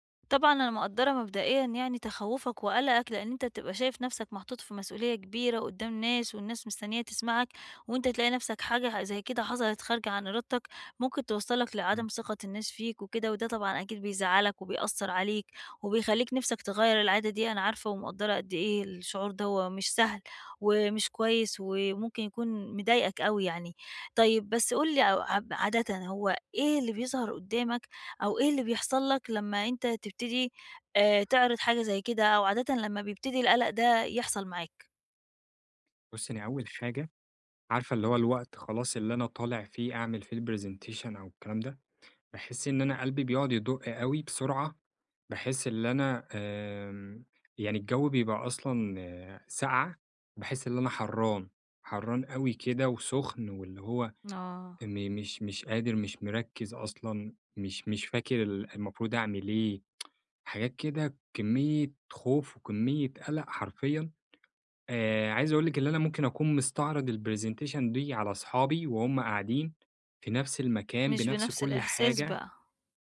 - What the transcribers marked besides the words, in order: in English: "الPresentation"; tapping; tsk; in English: "الPresentation"
- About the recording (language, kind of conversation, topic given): Arabic, advice, إزاي أهدّي نفسي بسرعة لما تبدأ عندي أعراض القلق؟